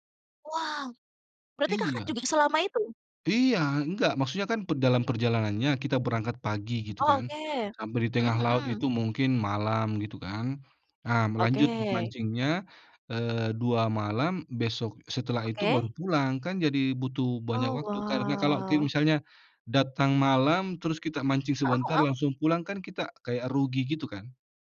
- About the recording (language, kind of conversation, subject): Indonesian, unstructured, Pernahkah kamu menemukan hobi yang benar-benar mengejutkan?
- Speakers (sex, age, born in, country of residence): female, 20-24, Indonesia, Indonesia; male, 35-39, Indonesia, Indonesia
- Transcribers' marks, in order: surprised: "Wow!"; "juga" said as "juge"; drawn out: "wah"